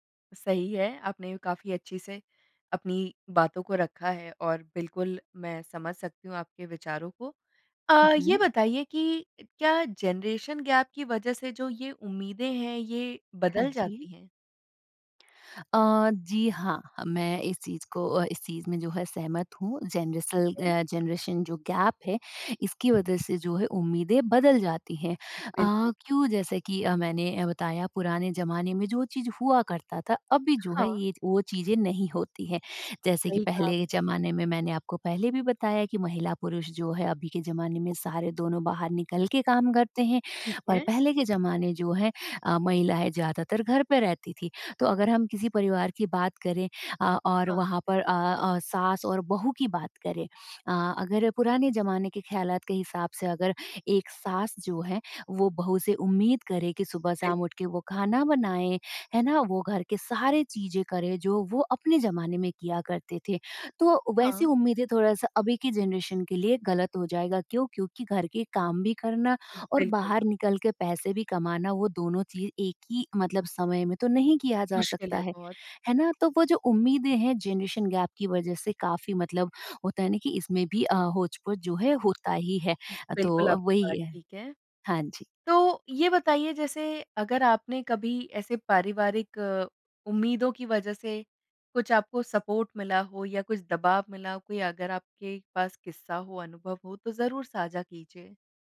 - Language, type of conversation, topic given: Hindi, podcast, क्या पारिवारिक उम्मीदें सहारा बनती हैं या दबाव पैदा करती हैं?
- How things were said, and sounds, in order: in English: "जनरेशन गैप"; in English: "जनरेशन"; in English: "जनरेशन"; in English: "गैप"; in English: "जनरेशन"; in English: "जनरेशन गैप"; other noise; in English: "सपोर्ट"